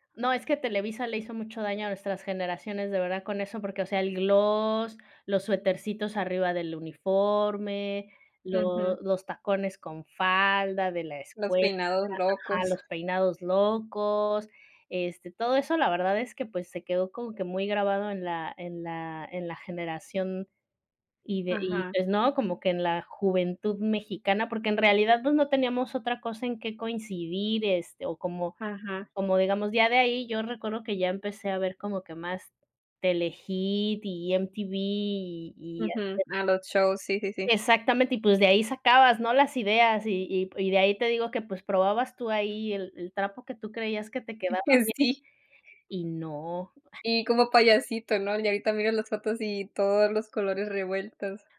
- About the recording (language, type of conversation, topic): Spanish, unstructured, ¿Cómo compartir recuerdos puede fortalecer una amistad?
- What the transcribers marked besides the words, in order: unintelligible speech; other background noise